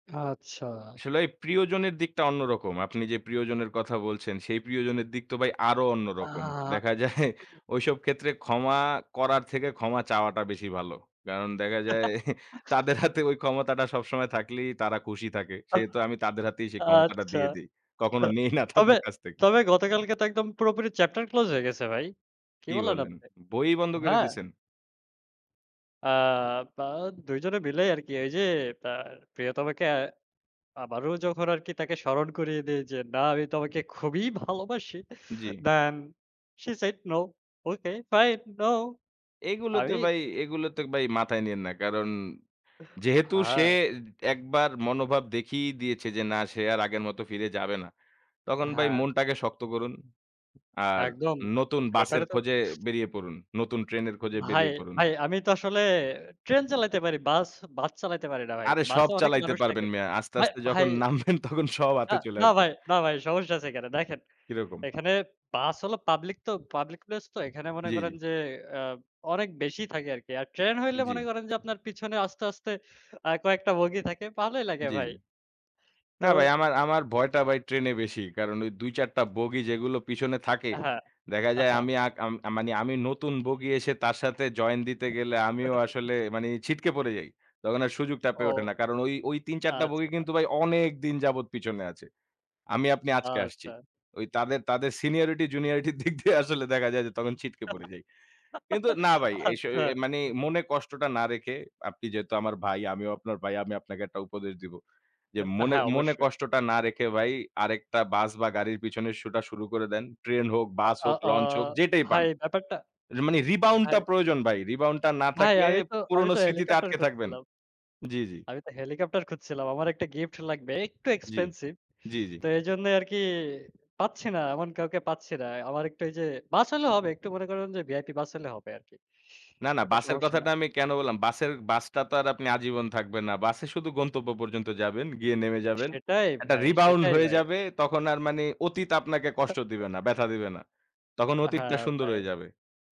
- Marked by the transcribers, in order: other background noise; throat clearing; laugh; unintelligible speech; chuckle; laugh; unintelligible speech
- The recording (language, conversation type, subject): Bengali, unstructured, আপনি কি মনে করেন কাউকে ক্ষমা করা কঠিন?